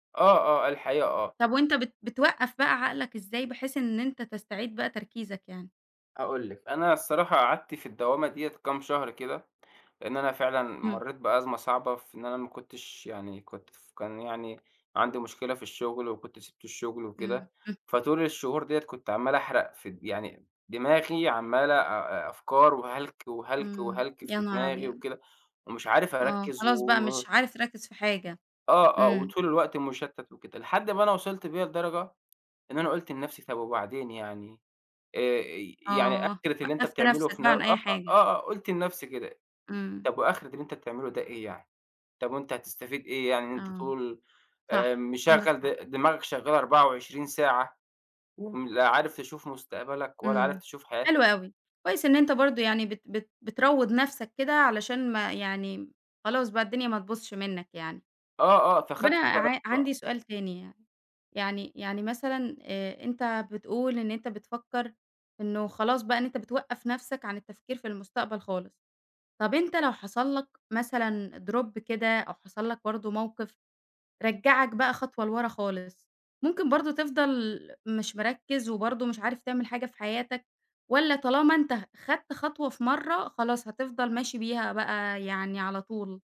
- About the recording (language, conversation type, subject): Arabic, podcast, إزاي أبقى حاضر في اللحظة من غير ما أتشتّت؟
- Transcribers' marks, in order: tapping; other background noise; in English: "Drop"